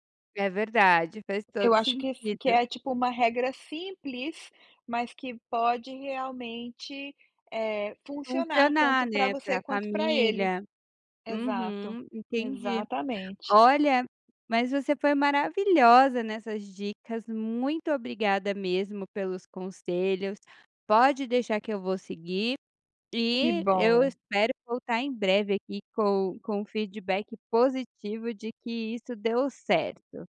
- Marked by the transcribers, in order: tapping
- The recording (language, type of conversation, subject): Portuguese, advice, Como evitar compras por impulso quando preciso economizar e viver com menos?